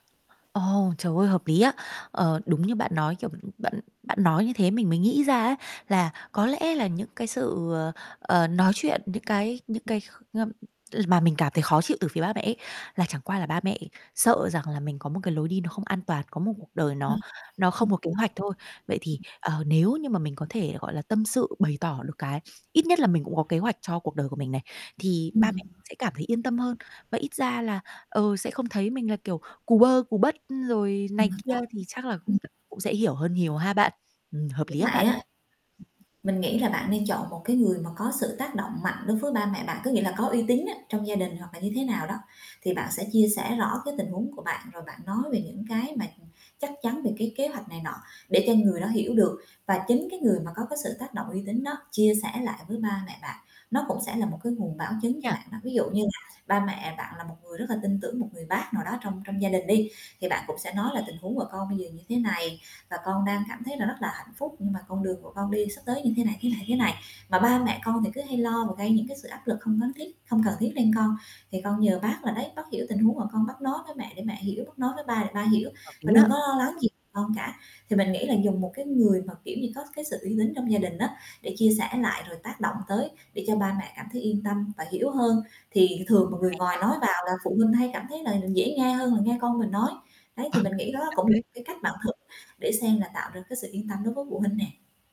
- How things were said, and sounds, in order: tapping; static; other background noise; distorted speech; other noise; horn; laughing while speaking: "Ờ. Thật đấy"
- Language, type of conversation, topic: Vietnamese, advice, Bạn cảm thấy bị người thân phán xét như thế nào vì chọn lối sống khác với họ?